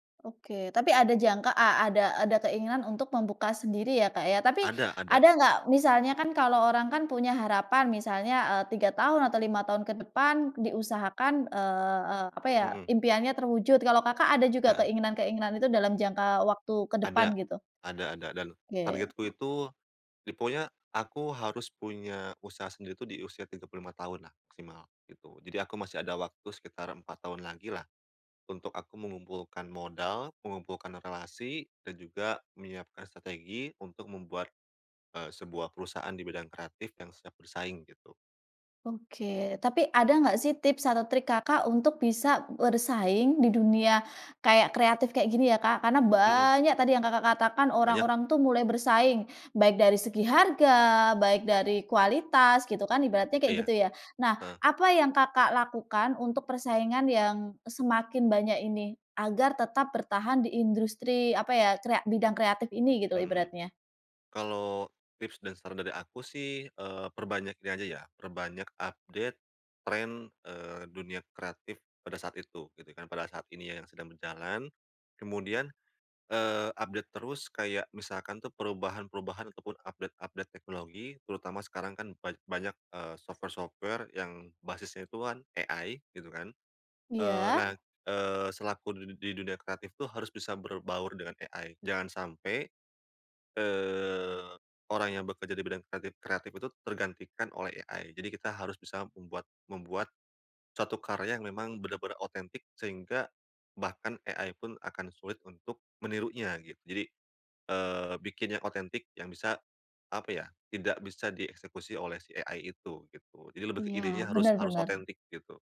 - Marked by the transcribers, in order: "pokoknya" said as "ponya"; other background noise; "industri" said as "indrustri"; in English: "update"; in English: "update"; in English: "update-update"; in English: "software-software"; in English: "AI"; in English: "AI"; in English: "AI"; in English: "AI"; in English: "AI"
- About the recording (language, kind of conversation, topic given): Indonesian, podcast, Bagaimana cara menemukan minat yang dapat bertahan lama?